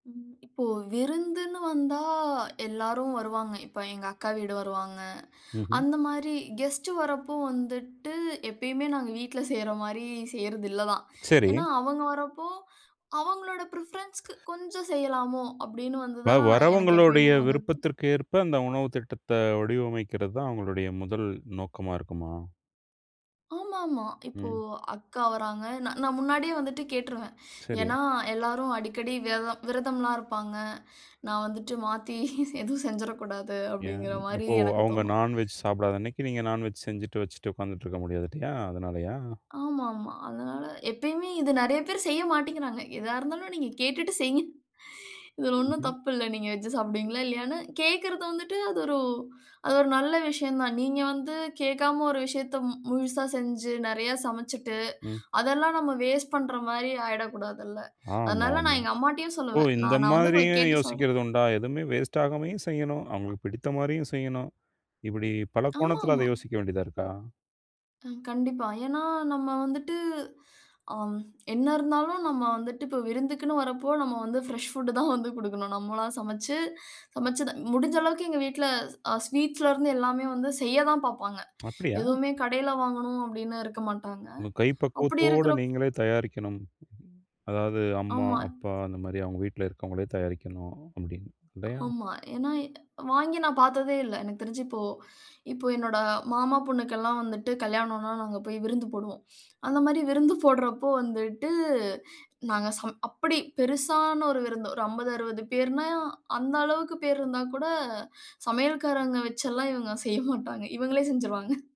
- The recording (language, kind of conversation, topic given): Tamil, podcast, உங்கள் வீட்டிற்கு விருந்தினர்கள் வரும்போது உணவுத் திட்டத்தை எப்படிச் செய்கிறீர்கள்?
- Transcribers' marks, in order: other noise; other background noise; in English: "பிரிஃபரன்ஸ்க்கு"; laugh; chuckle; snort; snort; laugh; snort